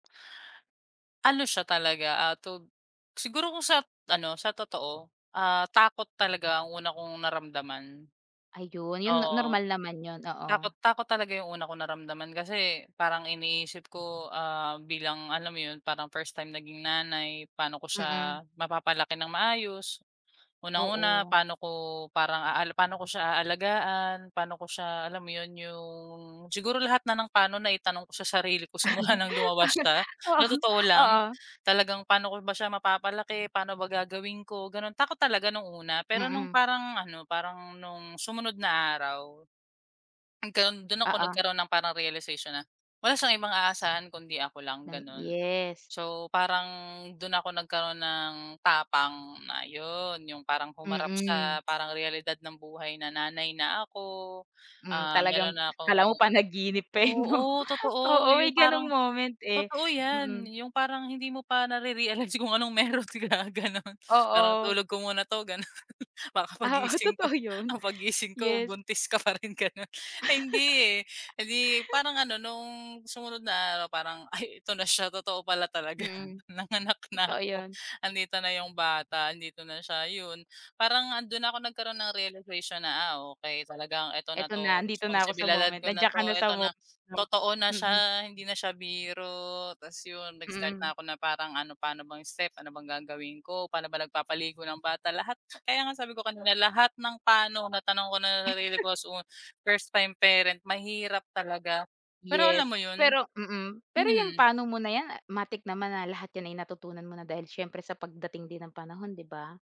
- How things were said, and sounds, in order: laughing while speaking: "Oo, oo"; other background noise; laughing while speaking: "nare-realize kung anong meron ka gano'n"; laughing while speaking: "gano'n, para kapag gising ko … pa rin gano'n"; laughing while speaking: "totoo yun"; laugh; laughing while speaking: "talaga nanganak na ako"; chuckle
- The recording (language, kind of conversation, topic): Filipino, podcast, Saan ka kadalasang kumukuha ng inspirasyon?